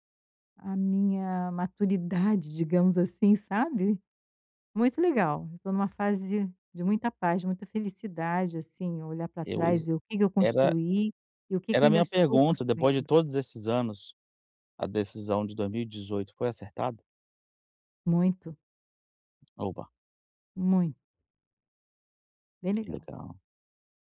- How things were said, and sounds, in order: tapping
- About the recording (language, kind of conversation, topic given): Portuguese, advice, Como posso avaliar minhas prioridades pessoais antes de tomar uma grande decisão?